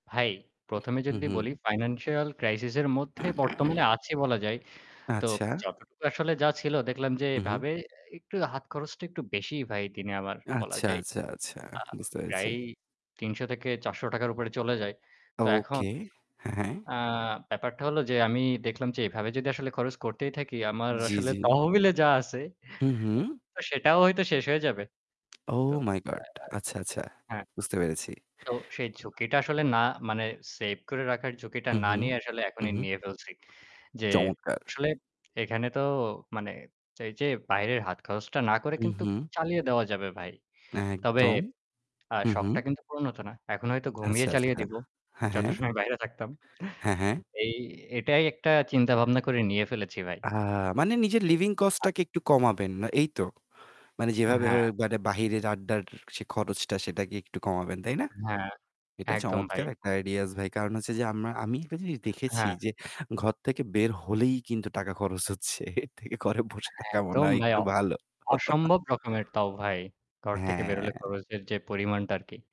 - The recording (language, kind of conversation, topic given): Bengali, unstructured, আপনি কি কখনও নতুন কোনো শখ শুরু করতে ভয় পান?
- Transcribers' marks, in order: static; in English: "financial crisis"; throat clearing; distorted speech; chuckle; unintelligible speech; chuckle; in English: "living cost"; unintelligible speech; laughing while speaking: "খরচ হচ্ছে। এর থেকে ঘরে বসে থাকা মনে হয় একটু ভালো"; chuckle